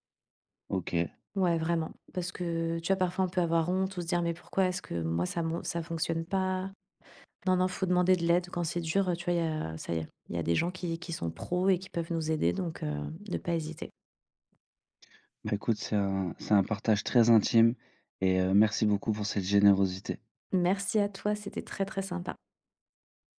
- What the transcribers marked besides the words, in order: none
- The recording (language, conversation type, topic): French, podcast, Comment se déroule le coucher des enfants chez vous ?